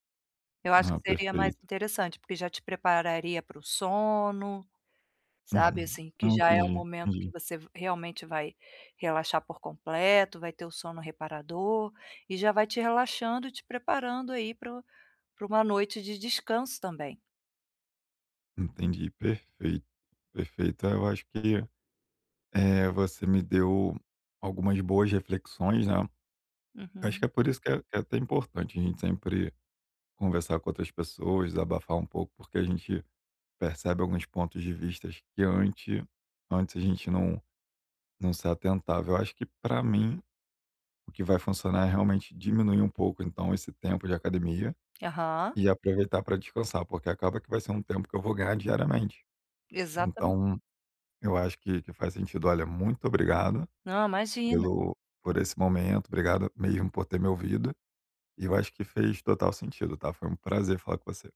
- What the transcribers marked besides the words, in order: none
- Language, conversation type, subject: Portuguese, advice, Como posso criar uma rotina calma para descansar em casa?